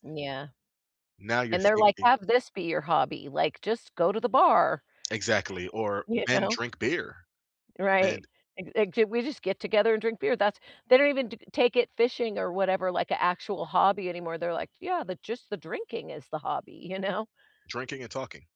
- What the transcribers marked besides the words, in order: other background noise; laughing while speaking: "You know?"
- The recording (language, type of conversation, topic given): English, unstructured, Why do people sometimes get defensive about their favorite hobbies?
- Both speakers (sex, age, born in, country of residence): female, 60-64, United States, United States; male, 35-39, United States, United States